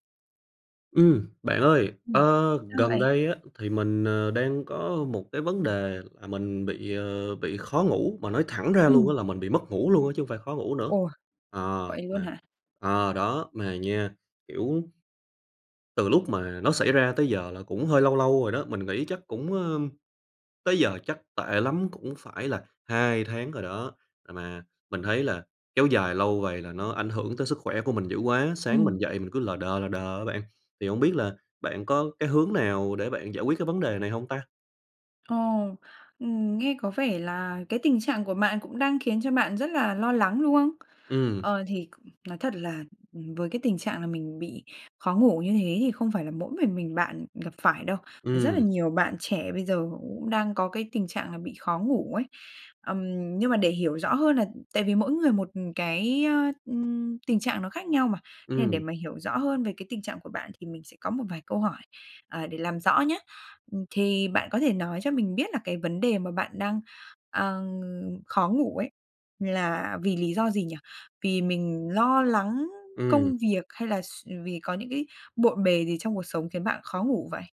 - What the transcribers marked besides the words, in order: other background noise
- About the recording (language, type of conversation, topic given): Vietnamese, advice, Bạn khó ngủ vì lo lắng và suy nghĩ về tương lai phải không?
- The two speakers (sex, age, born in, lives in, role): female, 20-24, Vietnam, Vietnam, advisor; male, 25-29, Vietnam, Vietnam, user